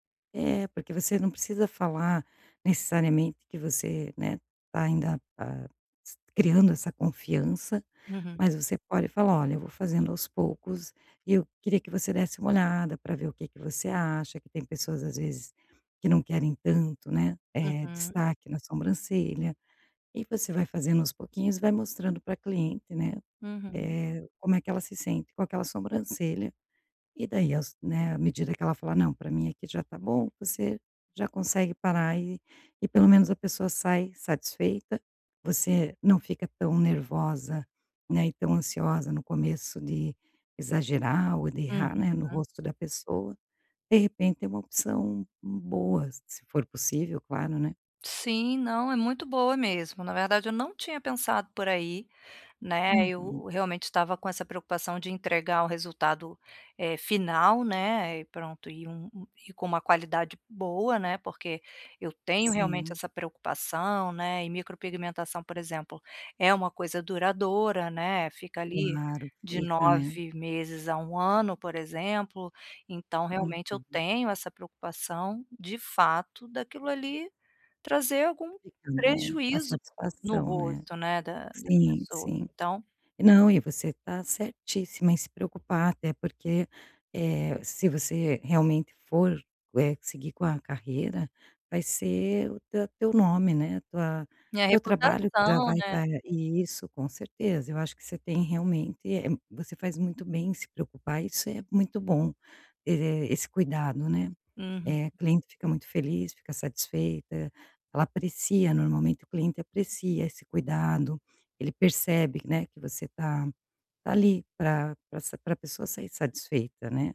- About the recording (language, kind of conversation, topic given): Portuguese, advice, Como posso parar de ter medo de errar e começar a me arriscar para tentar coisas novas?
- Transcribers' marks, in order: other background noise